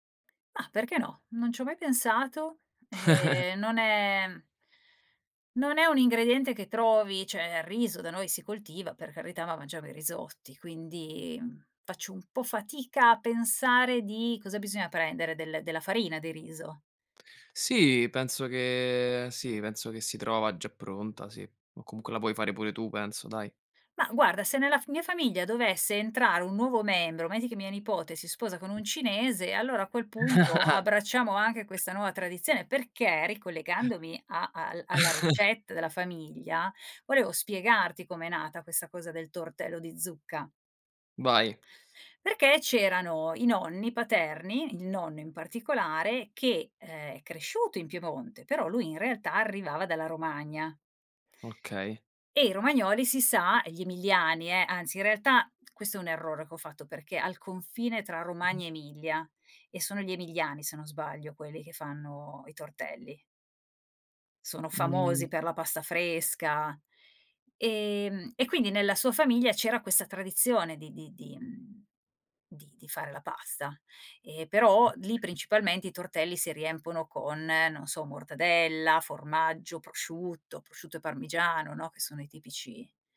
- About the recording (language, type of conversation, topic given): Italian, podcast, C’è una ricetta che racconta la storia della vostra famiglia?
- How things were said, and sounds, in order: laugh; tapping; laugh; unintelligible speech; laugh; unintelligible speech; "riempiono" said as "riempono"